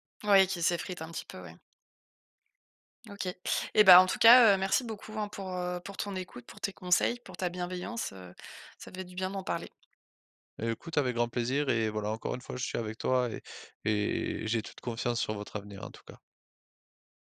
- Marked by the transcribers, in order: none
- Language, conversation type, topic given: French, advice, Comment maintenir une amitié forte malgré la distance ?